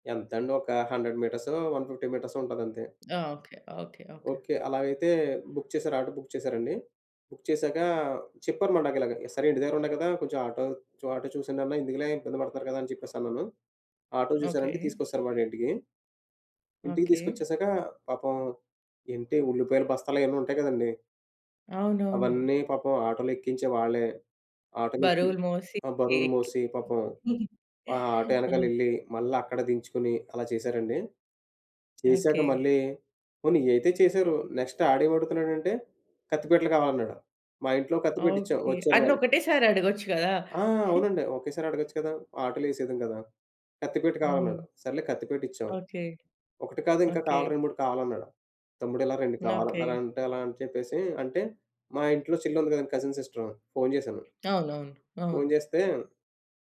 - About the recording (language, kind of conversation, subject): Telugu, podcast, మీరు ఏ సందర్భంలో సహాయం కోరాల్సి వచ్చిందో వివరించగలరా?
- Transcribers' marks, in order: in English: "హండ్రెడ్"; in English: "వన్ ఫిఫ్టీ"; in English: "బుక్"; in English: "బుక్"; in English: "బుక్"; other background noise; giggle; in English: "నెక్స్ట్"; chuckle; in English: "కజిన్"